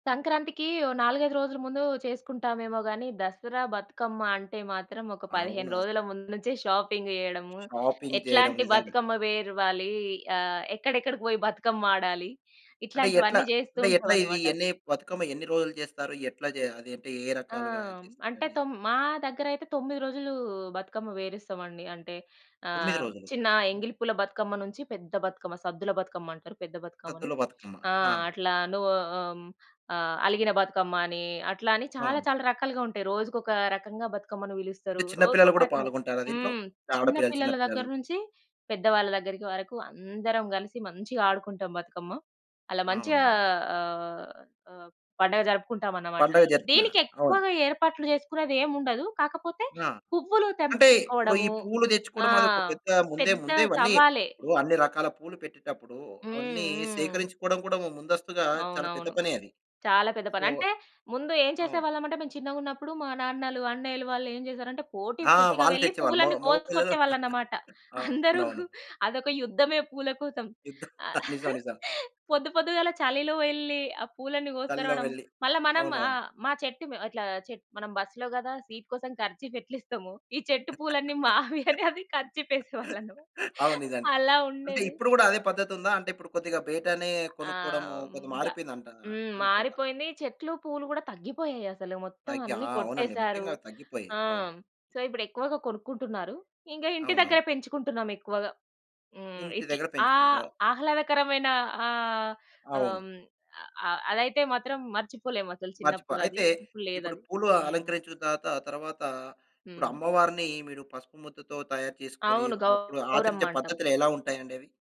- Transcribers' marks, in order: other background noise; in English: "షాపింగ్"; in English: "షాపింగ్"; horn; in English: "సొ"; chuckle; laughing while speaking: "అందరూ"; chuckle; in English: "సీట్"; laugh; laughing while speaking: "మావి అని, అది కర్చీఫేసేవాళ్ళన్నమా అలా ఉండేది"; in English: "సో"
- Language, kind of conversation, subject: Telugu, podcast, పండుగల కోసం మీ ఇంట్లో ముందస్తు ఏర్పాట్లు సాధారణంగా ఎలా చేస్తారు?